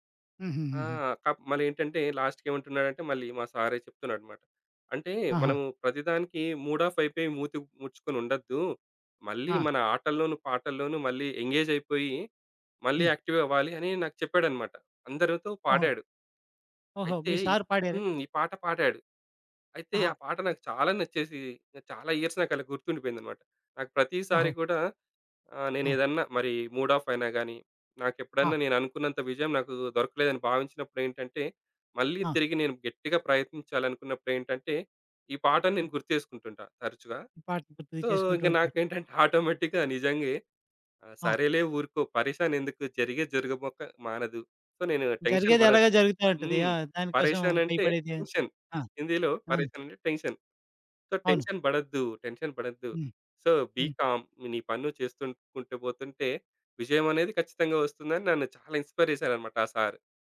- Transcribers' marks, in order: in English: "లాస్ట్‌కి"; other background noise; in English: "మూడ్ ఆఫ్"; in English: "ఎంగేజ్"; in English: "యాక్టివ్"; in English: "ఇయర్స్"; in English: "మూడ్ ఆఫ్"; in English: "సో"; in English: "ఆటోమేటిక్‌గా"; in Hindi: "పరేషాన్"; in English: "సో"; in English: "టెన్షన్"; in Hindi: "పరేషాన్"; in English: "టెన్షన్"; in Hindi: "పరేషాన్"; in English: "టెన్షన్. సో, టెన్షన్"; in English: "టెన్షన్"; in English: "సో, బీ కామ్"; in English: "ఇన్స్‌పైర్"
- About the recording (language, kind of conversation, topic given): Telugu, podcast, ఒక పాట వింటే మీకు ఒక నిర్దిష్ట వ్యక్తి గుర్తుకొస్తారా?